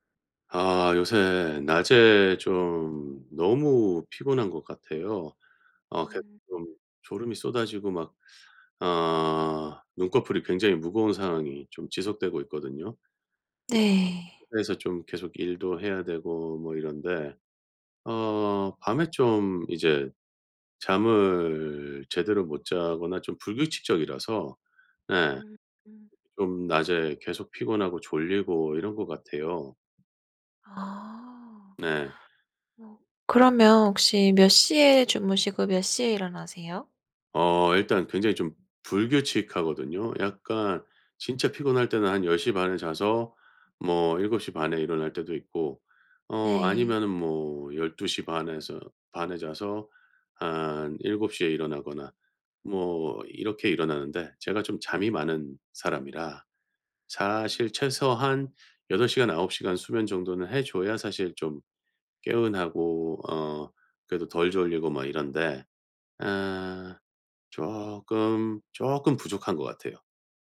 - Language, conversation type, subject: Korean, advice, 규칙적인 수면 습관을 지키지 못해서 낮에 계속 피곤한데 어떻게 하면 좋을까요?
- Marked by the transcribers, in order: other background noise